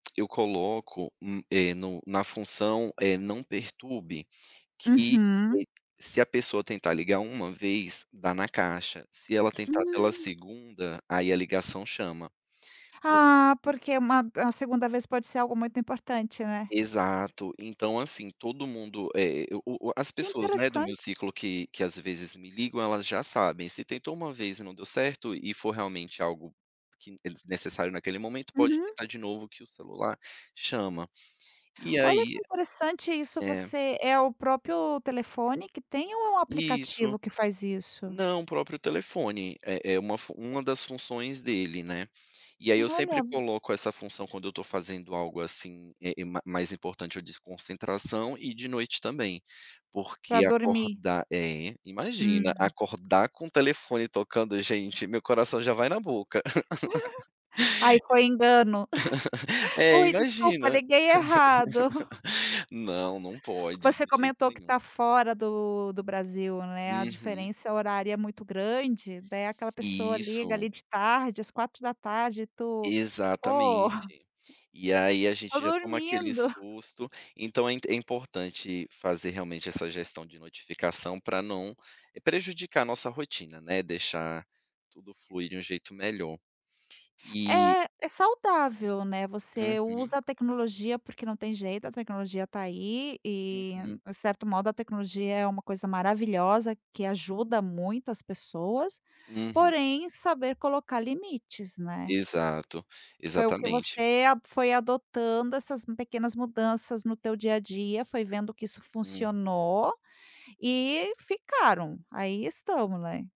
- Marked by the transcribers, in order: tapping; giggle; laugh; chuckle; other background noise
- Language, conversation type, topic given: Portuguese, podcast, Que pequenas mudanças todo mundo pode adotar já?